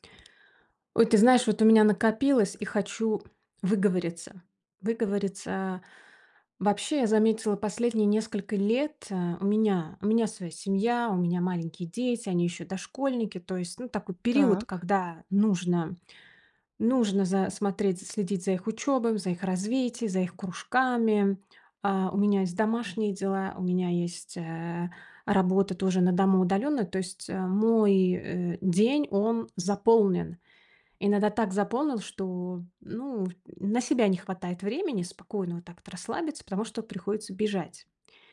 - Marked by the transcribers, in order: none
- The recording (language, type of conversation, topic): Russian, advice, Как вы переживаете ожидание, что должны сохранять эмоциональную устойчивость ради других?